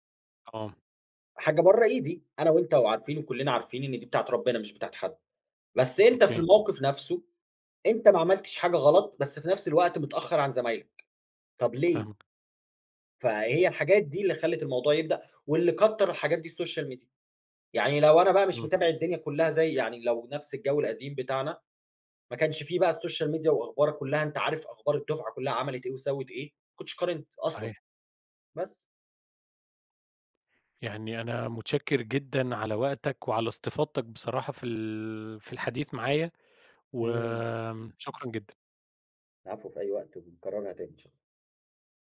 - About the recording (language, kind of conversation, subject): Arabic, podcast, إيه أسهل طريقة تبطّل تقارن نفسك بالناس؟
- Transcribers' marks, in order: in English: "السوشيال ميديا"; in English: "السوشيال ميديا"; other background noise